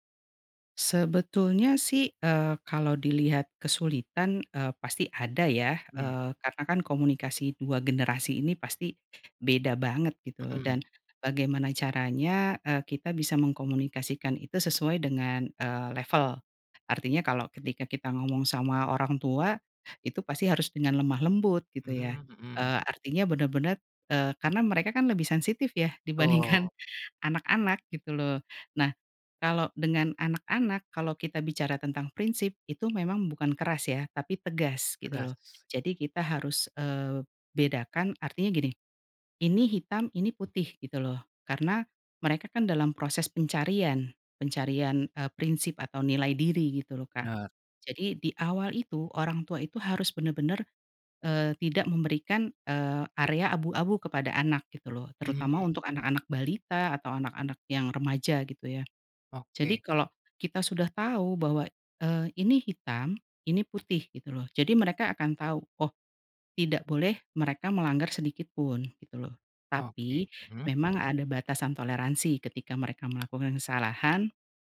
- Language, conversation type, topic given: Indonesian, podcast, Bagaimana kamu menyeimbangkan nilai-nilai tradisional dengan gaya hidup kekinian?
- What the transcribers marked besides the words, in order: other background noise; tapping